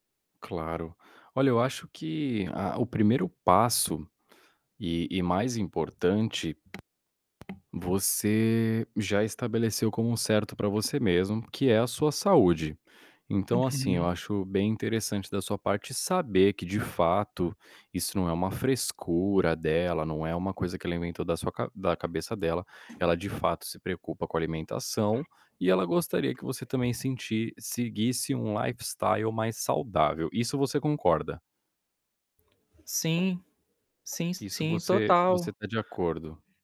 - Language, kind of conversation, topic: Portuguese, advice, Como posso lidar com desentendimentos com o meu parceiro sobre hábitos alimentares diferentes?
- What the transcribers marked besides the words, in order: static; tapping; other background noise; in English: "lifestyle"